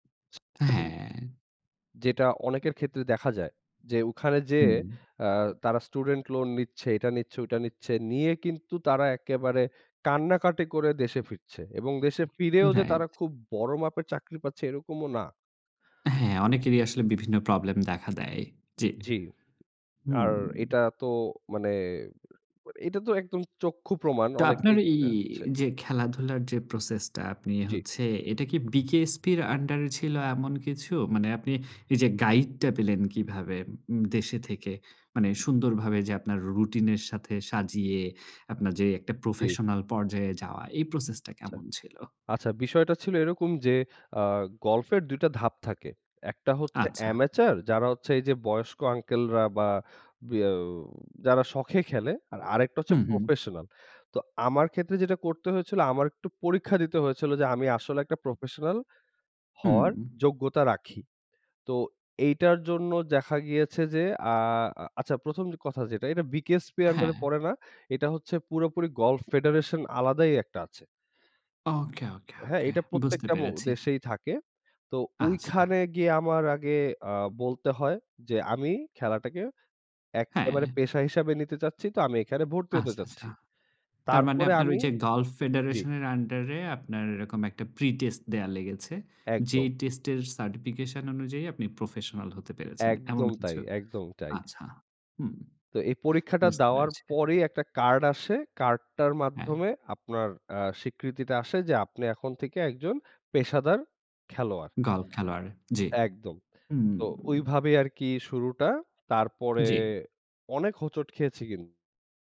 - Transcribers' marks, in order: unintelligible speech; other background noise; lip smack; tapping
- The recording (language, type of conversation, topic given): Bengali, podcast, এই শখ আপনার জীবনে কী কী পরিবর্তন এনেছে?
- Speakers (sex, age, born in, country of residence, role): male, 20-24, Bangladesh, Bangladesh, guest; male, 30-34, Bangladesh, Germany, host